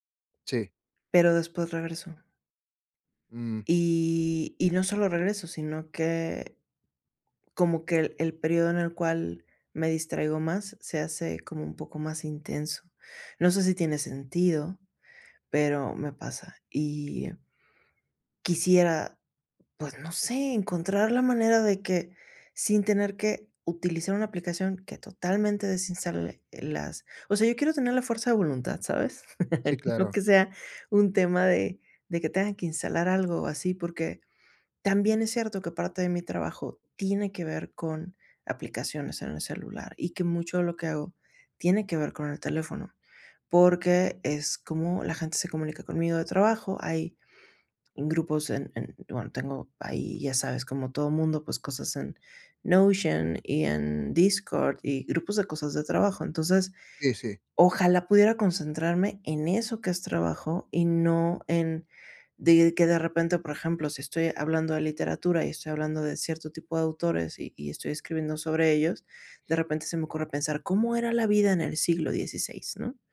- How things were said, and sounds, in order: chuckle; laughing while speaking: "No"; tapping; sniff
- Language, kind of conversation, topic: Spanish, advice, ¿Cómo puedo evitar distraerme con el teléfono o las redes sociales mientras trabajo?